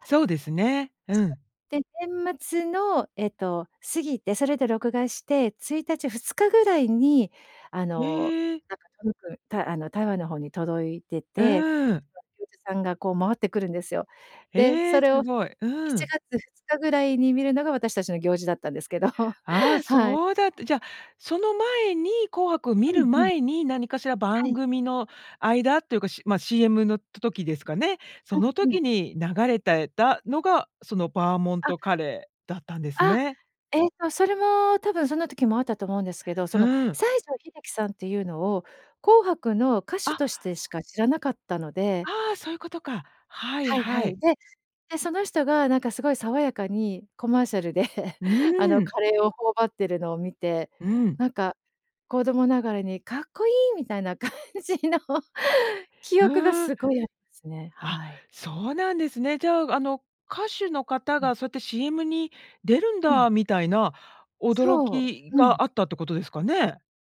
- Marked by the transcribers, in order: laughing while speaking: "ですけど"; laugh; laughing while speaking: "感じの"
- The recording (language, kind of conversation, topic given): Japanese, podcast, 懐かしいCMの中で、いちばん印象に残っているのはどれですか？